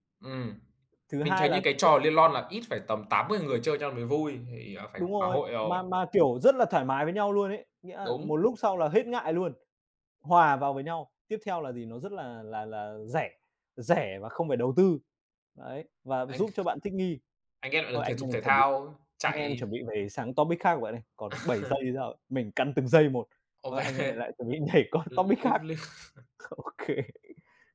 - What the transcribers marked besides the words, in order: tapping; other background noise; in English: "topic"; laugh; laughing while speaking: "kê"; laughing while speaking: "nhảy qua topic khác. Ô kê"; laughing while speaking: "liếc"; in English: "topic"
- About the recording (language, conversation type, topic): Vietnamese, unstructured, Bạn có muốn hồi sinh trò chơi nào từ tuổi thơ không?
- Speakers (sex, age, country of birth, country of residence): male, 20-24, Vietnam, Vietnam; male, 25-29, Vietnam, Vietnam